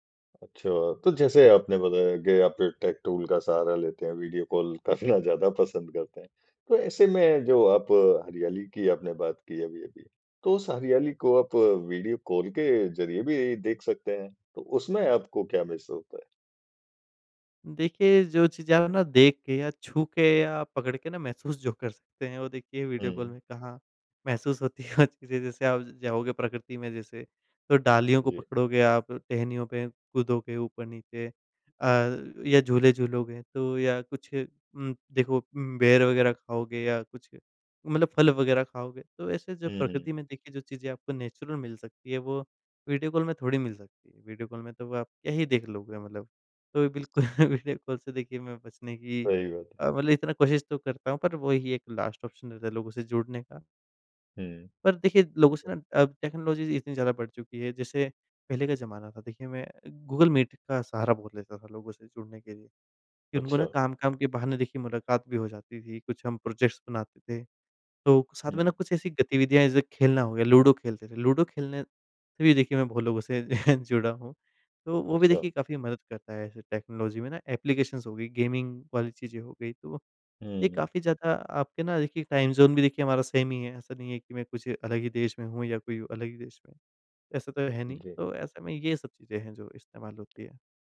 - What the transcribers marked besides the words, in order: in English: "टेक टूल"; laughing while speaking: "करना ज़्यादा"; in English: "मिस"; chuckle; tapping; in English: "नेचुरल"; chuckle; in English: "लास्ट ऑप्शन"; in English: "टेक्नोलॉजी"; in English: "प्रोजेक्ट्स"; chuckle; in English: "टेक्नोलॉजी"; in English: "एप्लीकेशंस"; in English: "टाइम ज़ोन"; in English: "सेम"
- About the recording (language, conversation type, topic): Hindi, podcast, दूर रहने वालों से जुड़ने में तकनीक तुम्हारी कैसे मदद करती है?